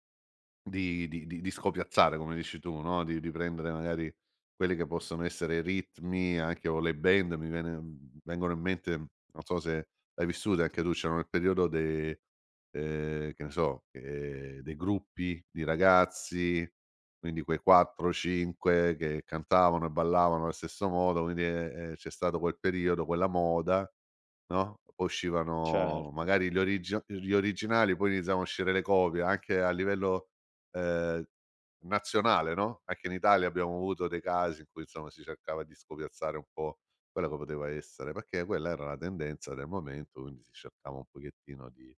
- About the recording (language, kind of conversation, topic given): Italian, podcast, Come scopri e inizi ad apprezzare un artista nuovo per te, oggi?
- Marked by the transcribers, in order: in English: "band"; "perché" said as "pecché"